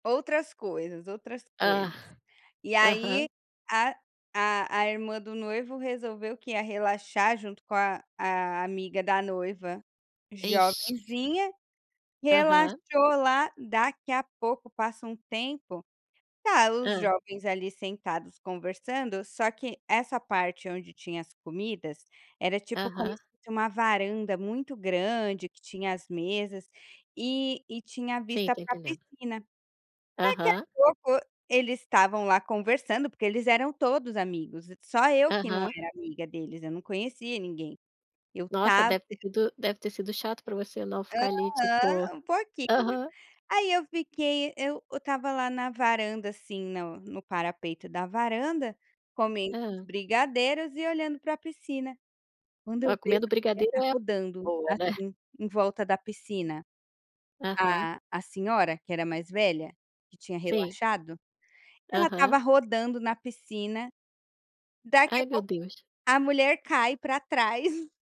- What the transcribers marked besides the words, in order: chuckle
- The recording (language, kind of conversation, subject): Portuguese, podcast, Você pode contar sobre uma festa ou celebração inesquecível?